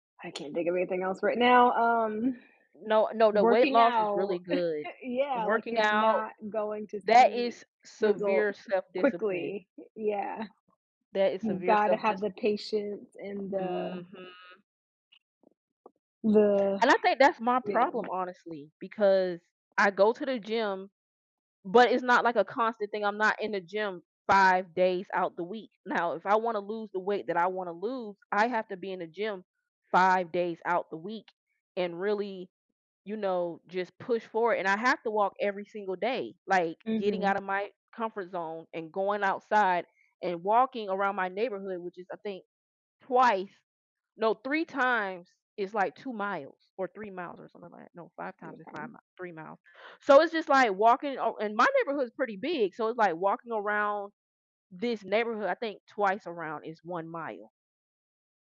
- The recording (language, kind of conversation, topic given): English, unstructured, How does practicing self-discipline impact our mental and emotional well-being?
- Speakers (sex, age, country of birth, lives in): female, 35-39, United States, United States; female, 35-39, United States, United States
- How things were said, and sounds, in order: chuckle; other background noise; tapping